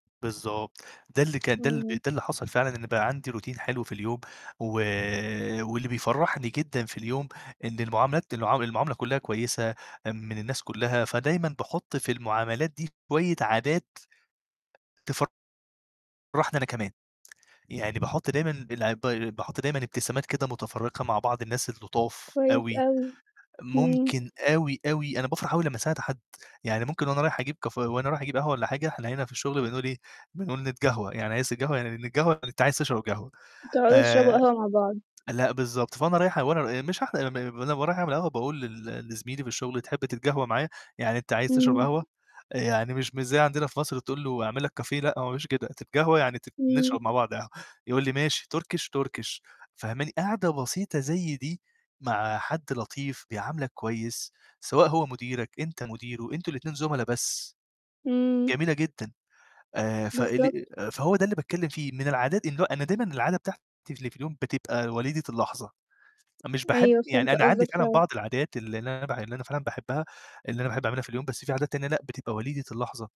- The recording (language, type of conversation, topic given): Arabic, podcast, إيه هي عادة بسيطة بتفرّحك كل يوم؟
- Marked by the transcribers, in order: in English: "روتين"; distorted speech; static; in English: "cafe"